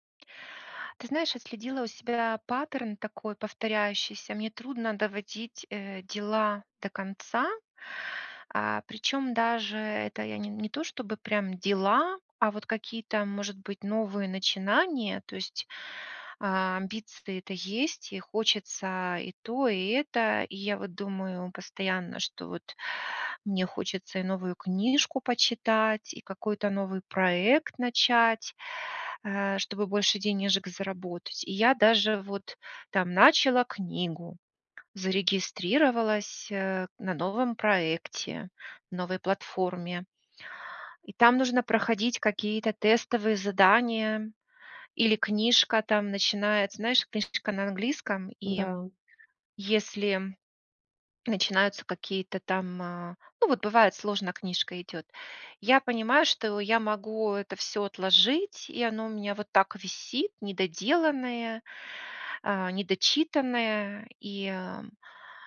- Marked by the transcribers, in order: tapping
- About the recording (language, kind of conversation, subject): Russian, advice, Как вернуться к старым проектам и довести их до конца?